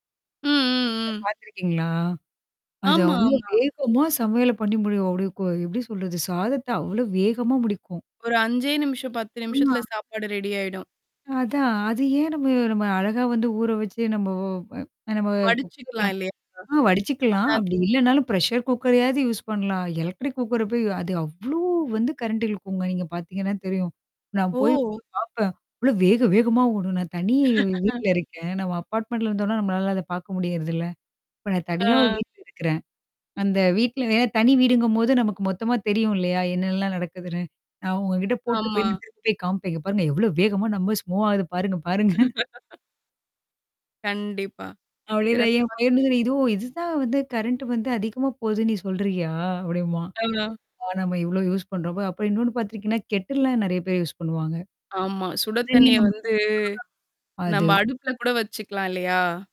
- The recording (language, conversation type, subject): Tamil, podcast, மின்சாரச் செலவைக் குறைக்க தினசரி பழக்கங்களில் நாம் எந்த மாற்றங்களை செய்யலாம்?
- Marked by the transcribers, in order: distorted speech; static; in English: "பிரஷர் குக்கரையாவது யூஸ்"; other noise; in English: "எலக்ட்ரிக் குக்கர"; in English: "கரண்டிழுக்கும்ங்க"; mechanical hum; in English: "அபார்ட்மெண்டட்ல"; laugh; in English: "மூவ்"; laughing while speaking: "பாருங்க பாருங்க"; laugh; in English: "கரண்ட்"; in English: "யூஸ்"; in English: "கெட்டில்லாம்"; in English: "யூஸ்"; unintelligible speech